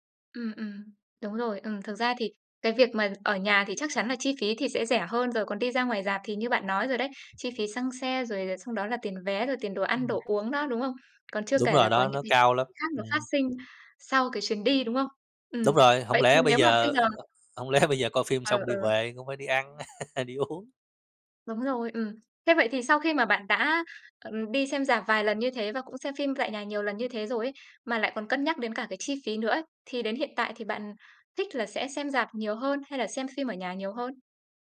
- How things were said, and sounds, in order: tapping; other background noise; other noise; laughing while speaking: "bây giờ"; chuckle
- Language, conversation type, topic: Vietnamese, podcast, Sự khác biệt giữa xem phim ở rạp và xem phim ở nhà là gì?